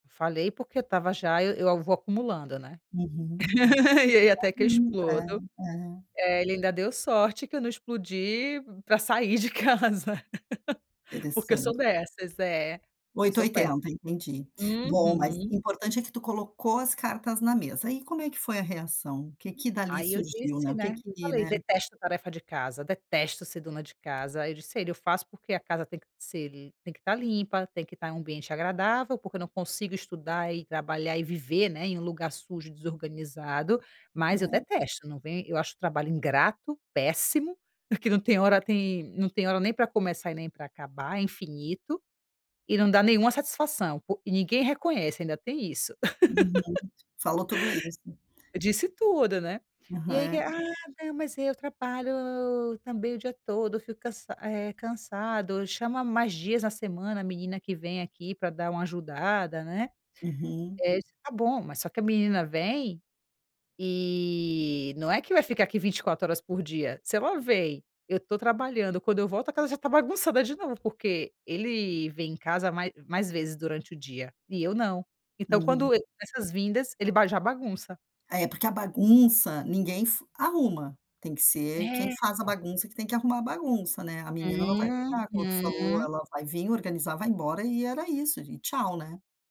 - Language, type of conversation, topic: Portuguese, advice, Como posso lidar com discussões frequentes com meu cônjuge sobre as responsabilidades domésticas?
- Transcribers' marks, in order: laugh; unintelligible speech; laughing while speaking: "de casa"; chuckle; chuckle; other noise